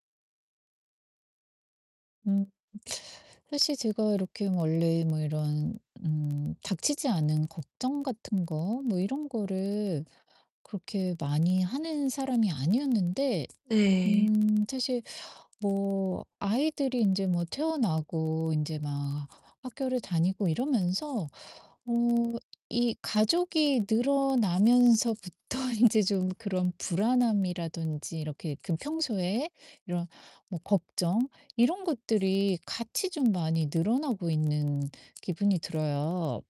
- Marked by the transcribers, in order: distorted speech; other background noise; laughing while speaking: "늘어나면서부터"
- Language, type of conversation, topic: Korean, advice, 실생활에서 불안을 어떻게 받아들이고 함께 살아갈 수 있을까요?